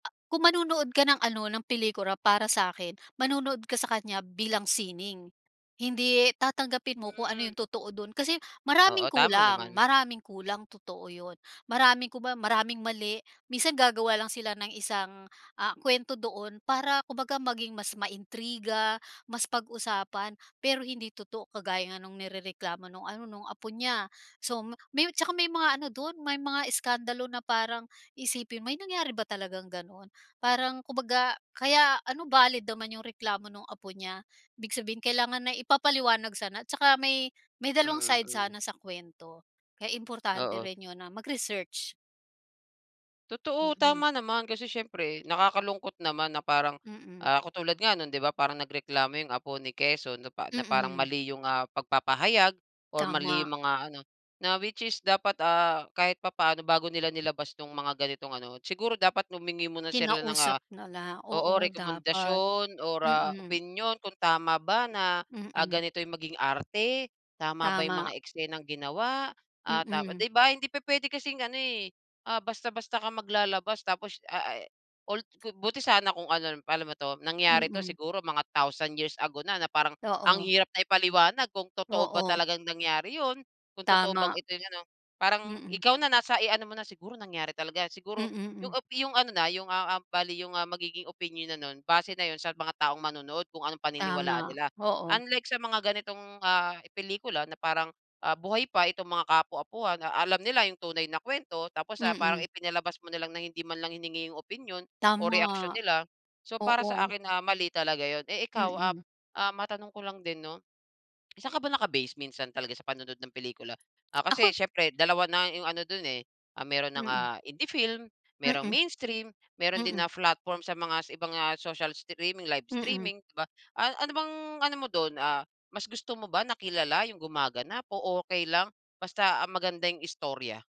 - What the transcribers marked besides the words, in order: tapping; "pelikula" said as "pelikura"; unintelligible speech; lip smack; "platform" said as "flatform"
- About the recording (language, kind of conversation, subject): Filipino, podcast, Paano mo ipaliliwanag kung bakit mahalaga ang pelikula sa ating kultura?